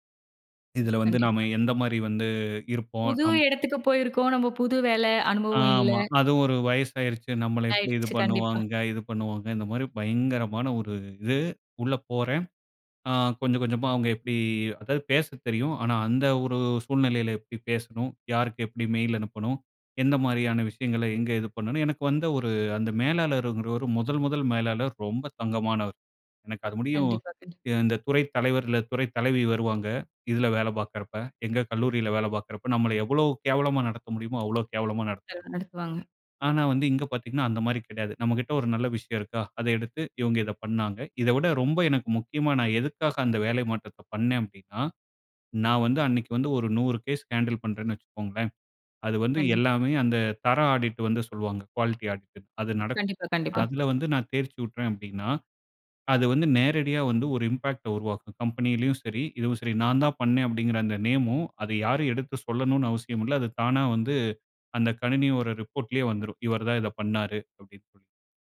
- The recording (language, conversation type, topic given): Tamil, podcast, ஒரு வேலை அல்லது படிப்பு தொடர்பான ஒரு முடிவு உங்கள் வாழ்க்கையை எவ்வாறு மாற்றியது?
- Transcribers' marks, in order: other background noise; tapping; unintelligible speech; in English: "ஹேண்டில்"; in English: "ஆடிட்"; in English: "குவாலிட்டி ஆடிட்"; in English: "இம்பாக்ட்ட"